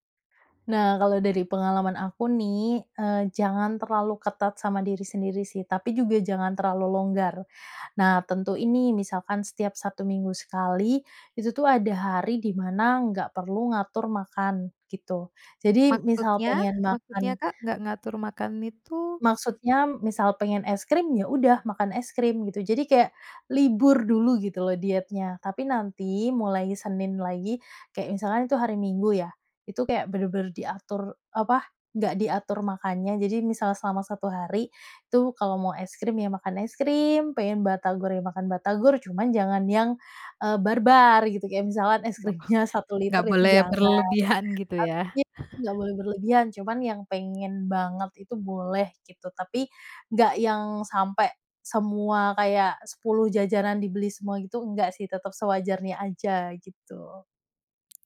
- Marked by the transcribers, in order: other background noise; laughing while speaking: "Oh"; chuckle; unintelligible speech
- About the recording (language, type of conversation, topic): Indonesian, podcast, Apa kebiasaan makan sehat yang paling mudah menurutmu?